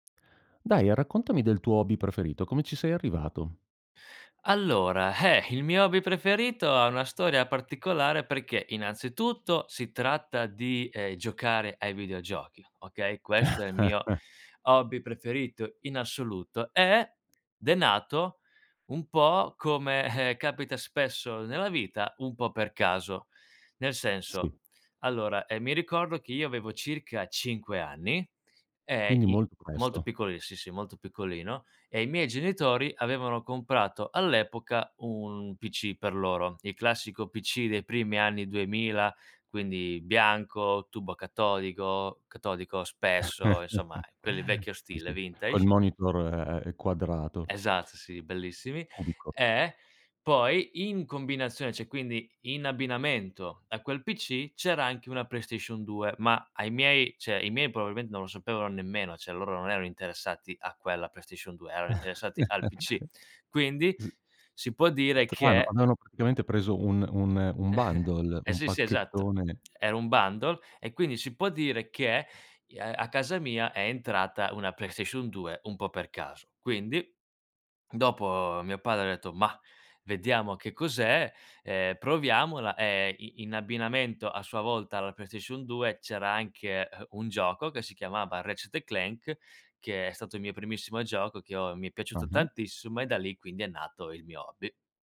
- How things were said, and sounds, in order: tapping; chuckle; "catodico-" said as "catodigo"; chuckle; "Esatto" said as "esato"; "cioè" said as "ceh"; "cioè" said as "ceh"; "Cioè" said as "ceh"; chuckle; other background noise; "Strano" said as "trano"; "avevano" said as "aveano"; in English: "bundle"; chuckle; in English: "bundle"
- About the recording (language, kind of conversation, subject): Italian, podcast, Qual è il tuo hobby preferito e come ci sei arrivato?